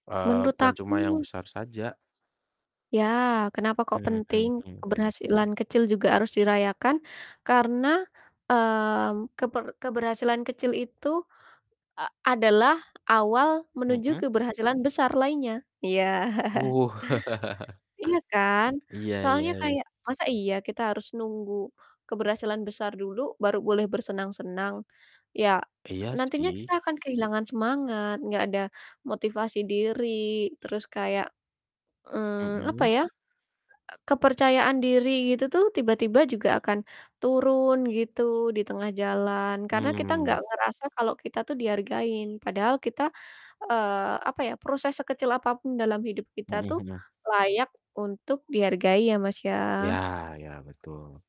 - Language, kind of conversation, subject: Indonesian, unstructured, Bagaimana kamu biasanya merayakan pencapaian kecil dalam hidup?
- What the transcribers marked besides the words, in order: static; laugh; other background noise; distorted speech